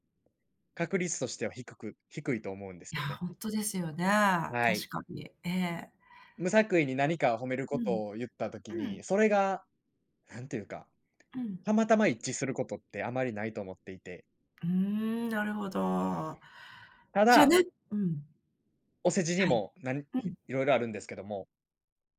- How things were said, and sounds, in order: none
- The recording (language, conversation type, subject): Japanese, podcast, 自分の強みはどのように見つけましたか？